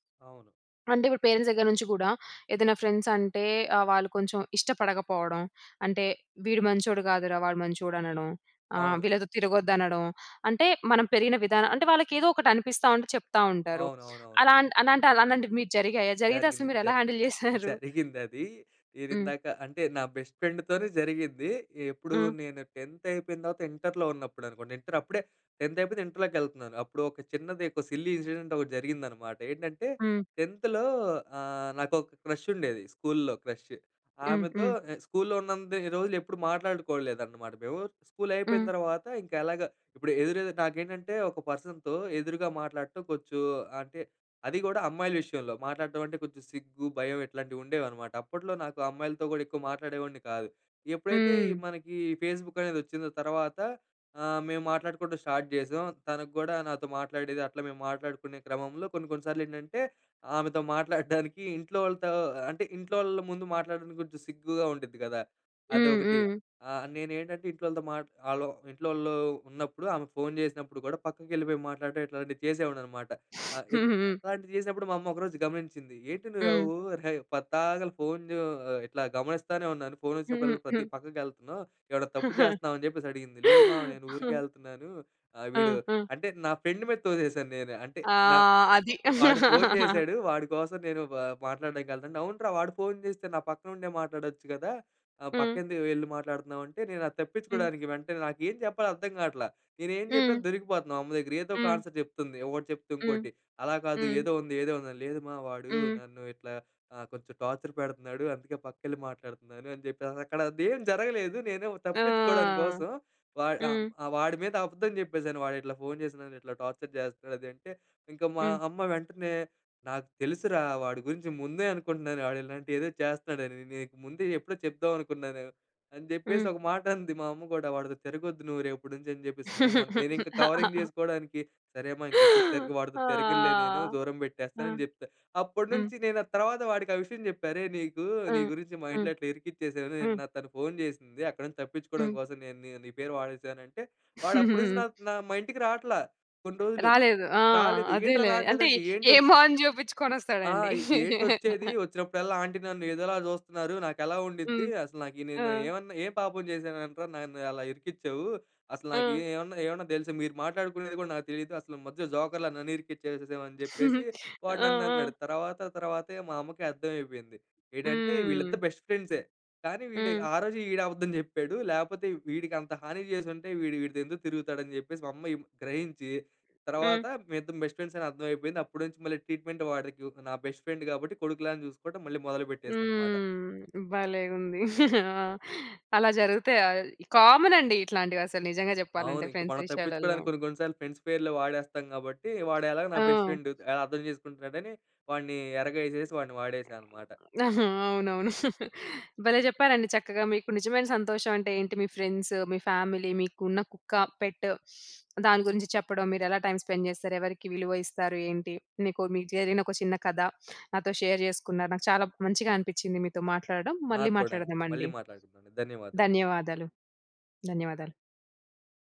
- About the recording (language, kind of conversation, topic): Telugu, podcast, మీరు నిజమైన సంతోషాన్ని ఎలా గుర్తిస్తారు?
- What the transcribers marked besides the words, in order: in English: "పేరెంట్స్"; in English: "ఫ్రెండ్స్"; "అలాంటివి" said as "అలానాంటివి"; tapping; laughing while speaking: "హ్యాండిల్ జేసేరు?"; in English: "హ్యాండిల్"; in English: "బెస్ట్"; in English: "టెంత్"; "తర్వాత" said as "తవత"; in English: "టెంత్"; in English: "ఇంటర్‌లోకెళ్తనాను"; in English: "సిల్లీ"; in English: "టెంత్‌లో"; in English: "క్రష్"; in English: "స్కూల్‌లో క్రష్"; in English: "పర్సన్‌తో"; "కొంచెం" said as "కొచ్చు"; in English: "పేస్‌బుక్"; in English: "స్టార్ట్"; sniff; giggle; "ఏమైనా" said as "ఎవెడ"; giggle; chuckle; in English: "ఫ్రెండ్"; other noise; chuckle; in English: "ఆన్సర్"; in English: "టార్చర్"; in English: "టార్చర్"; laugh; in English: "కవరింగ్"; laugh; giggle; laughing while speaking: "ఏ మొహం జూపిచ్చుకొనొస్తాడండి?"; in English: "జోకర్‌లా"; giggle; in English: "బెస్ట్"; in English: "బెస్ట్ ఫ్రెండ్స్"; in English: "ట్రీట్మెంట్"; "వాడికి" said as "వాడ్రికి"; in English: "బెస్ట్ ఫ్రెండ్"; other background noise; chuckle; in English: "కామన్"; in English: "ఫ్రెండ్స్"; in English: "ఫ్రెండ్స్"; in English: "బెస్ట్"; laughing while speaking: "అవునవును"; in English: "ఫ్రెండ్స్"; in English: "ఫ్యామిలీ"; in English: "కుక్క పెట్"; sniff; in English: "టైం స్పెండ్"; sniff; in English: "షేర్"